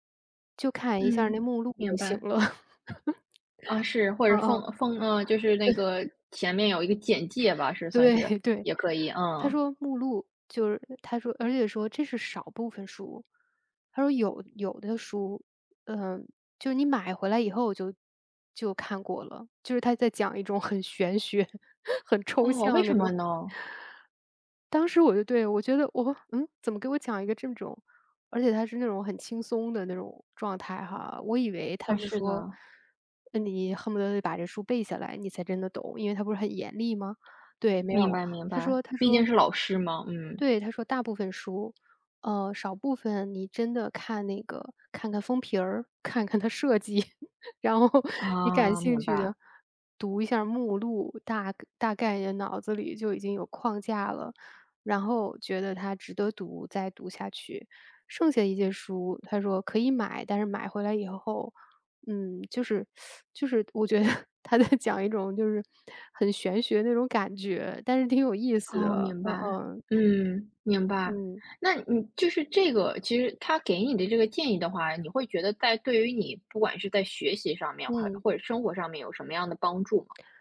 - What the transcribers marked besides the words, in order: laugh; chuckle; chuckle; laughing while speaking: "它设计，然后"; teeth sucking; laughing while speaking: "我觉得他在讲一种"
- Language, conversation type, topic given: Chinese, podcast, 能不能说说导师给过你最实用的建议？